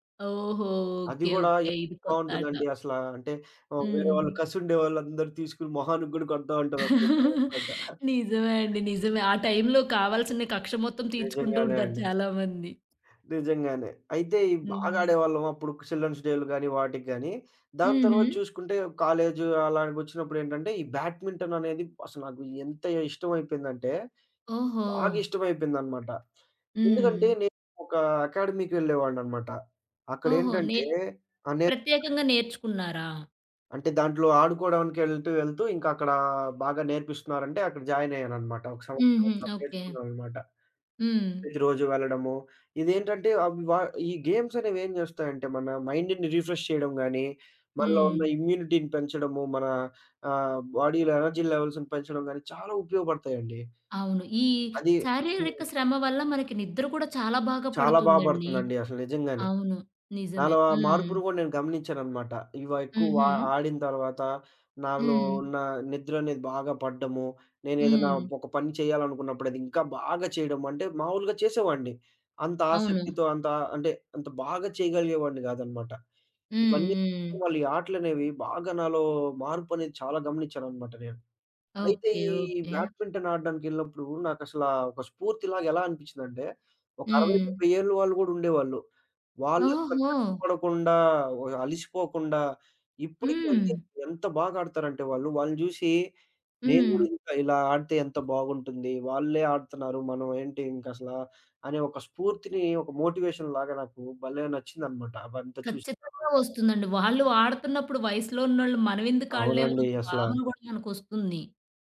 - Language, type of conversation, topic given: Telugu, podcast, సాంప్రదాయ ఆటలు చిన్నప్పుడు ఆడేవారా?
- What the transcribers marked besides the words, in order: other background noise; laugh; giggle; in English: "చిల్డ్రన్స్"; in English: "రిఫ్రెష్"; in English: "ఇమ్యూనిటీని"; in English: "బాడీలో ఎనర్జీ లెవెల్స్‌ని"; stressed: "బాగా"; in English: "మోటివేషన్"